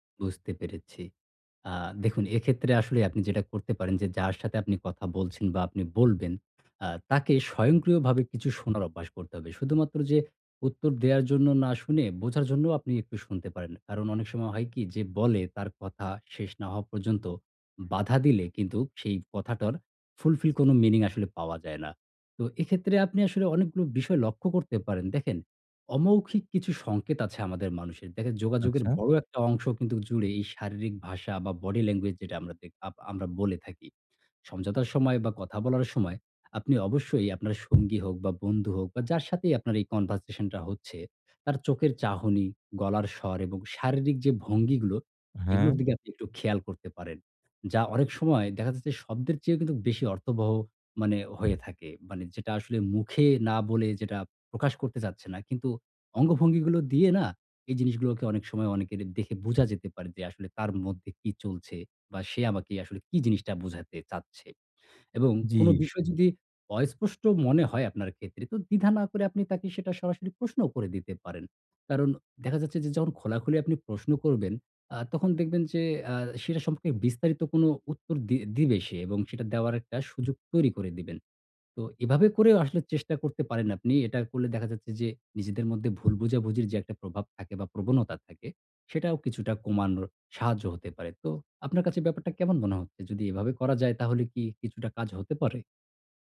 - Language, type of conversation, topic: Bengali, advice, আপনারা কি একে অপরের মূল্যবোধ ও লক্ষ্যগুলো সত্যিই বুঝতে পেরেছেন এবং সেগুলো নিয়ে খোলামেলা কথা বলতে পারেন?
- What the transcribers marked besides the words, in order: in English: "fulfill"; in English: "meaning"; in English: "body language"; tapping; in English: "conversation"